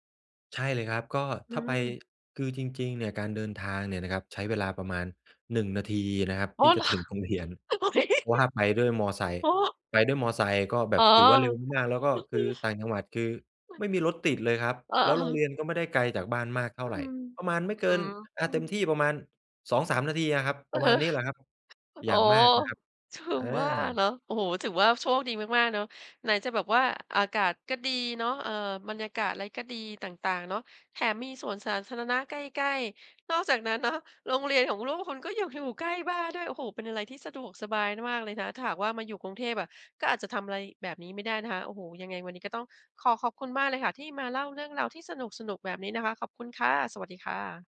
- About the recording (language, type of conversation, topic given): Thai, podcast, คุณเริ่มต้นเช้าวันใหม่ของคุณอย่างไร?
- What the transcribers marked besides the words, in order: laughing while speaking: "ถึงโรงเรียน"; giggle; chuckle; unintelligible speech; tapping; laughing while speaking: "ใกล้บ้านด้วย"